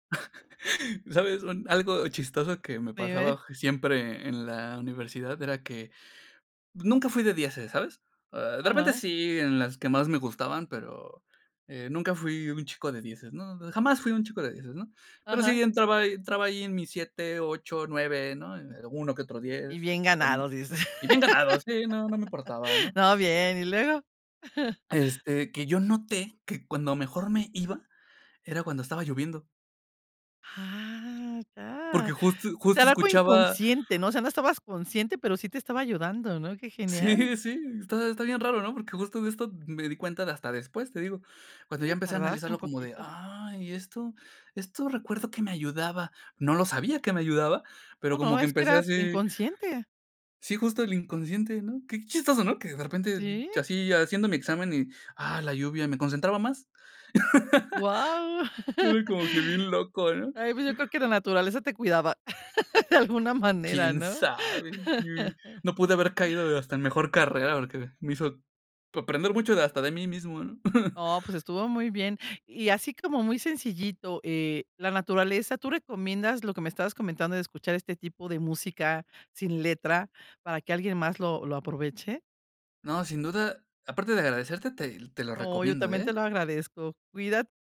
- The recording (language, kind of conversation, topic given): Spanish, podcast, ¿Qué sonidos de la naturaleza te ayudan más a concentrarte?
- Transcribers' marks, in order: chuckle; chuckle; chuckle; laughing while speaking: "Sí"; tapping; chuckle; other background noise; chuckle; chuckle; chuckle